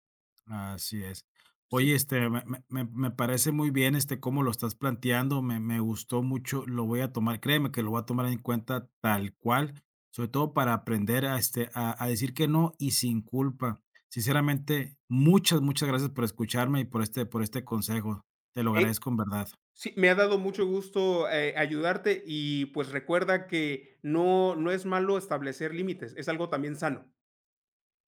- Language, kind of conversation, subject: Spanish, advice, ¿Cómo puedo aprender a decir que no cuando me piden favores o me hacen pedidos?
- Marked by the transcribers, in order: none